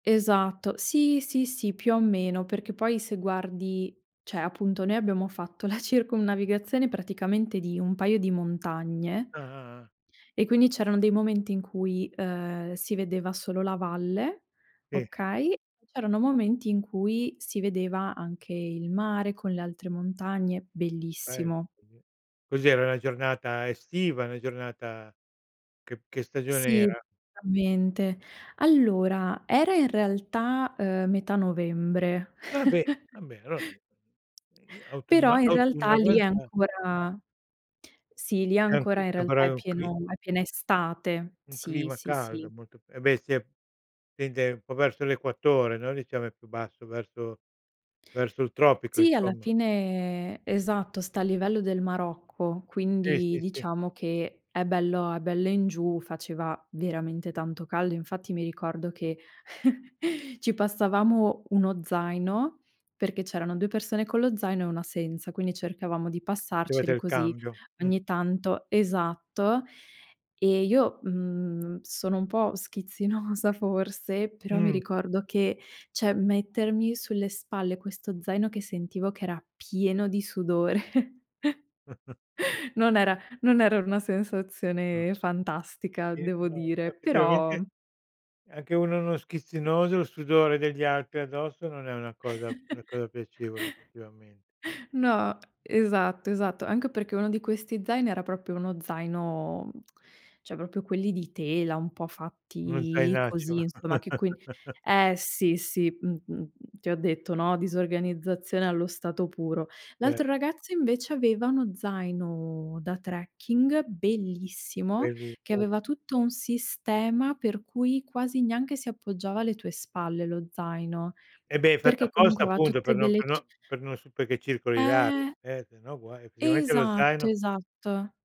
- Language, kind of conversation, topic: Italian, podcast, Quale escursione non dimenticherai mai e perché?
- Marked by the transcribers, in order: "cioè" said as "ceh"; laughing while speaking: "la"; unintelligible speech; chuckle; tapping; "vabbè" said as "ambè"; other noise; chuckle; laughing while speaking: "schizzinosa"; "cioè" said as "ceh"; chuckle; chuckle; "proprio" said as "propio"; tsk; "proprio" said as "propio"; chuckle